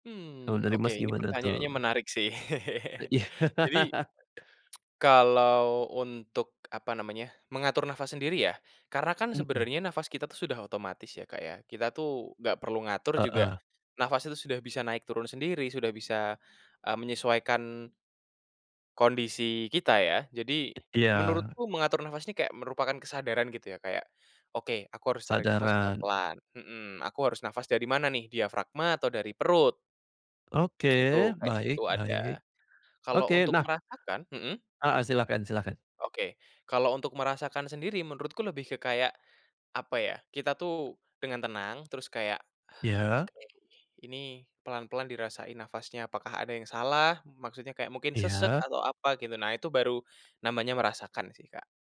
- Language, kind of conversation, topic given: Indonesian, podcast, Bagaimana kamu menggunakan napas untuk menenangkan tubuh?
- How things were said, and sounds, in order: chuckle; tsk; laugh; tapping; tsk; exhale